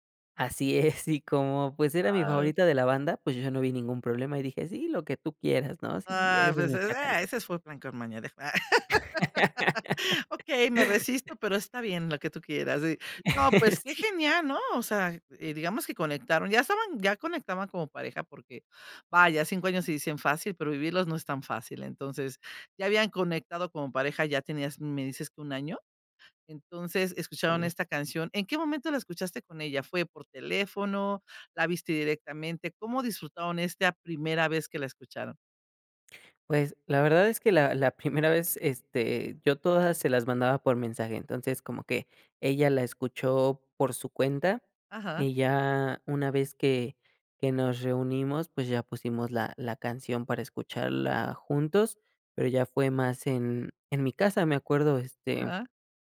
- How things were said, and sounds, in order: laughing while speaking: "Así es"; other noise; laughing while speaking: "fans"; laugh; laughing while speaking: "Sí"
- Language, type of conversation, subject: Spanish, podcast, ¿Qué canción asocias con tu primer amor?